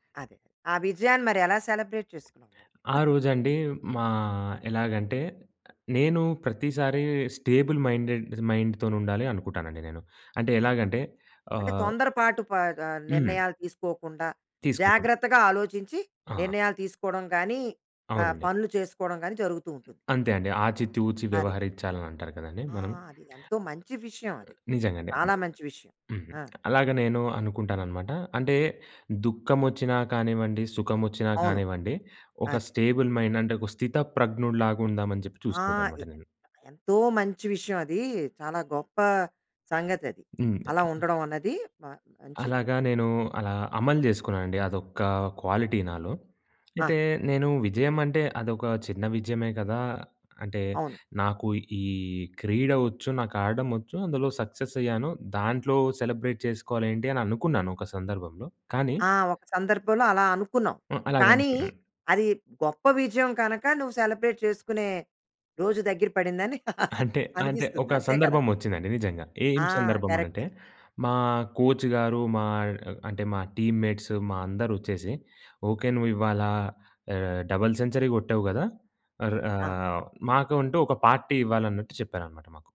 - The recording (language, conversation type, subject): Telugu, podcast, చిన్న విజయాలను నువ్వు ఎలా జరుపుకుంటావు?
- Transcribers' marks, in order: in English: "సెలిబ్రేట్"; other background noise; giggle; in English: "స్టేబుల్ మైండెడ్"; in English: "స్టేబుల్ మైండ్"; tapping; in English: "క్వాలిటీ"; in English: "సక్సెస్"; in English: "సెలబ్రేట్"; in English: "సెలబ్రేట్"; laugh; chuckle; in English: "కరెక్ట్"; in English: "కోచ్"; in English: "టీమ్ మేట్స్"; in English: "డబుల్ సెంచరీ"; in English: "పార్టీ"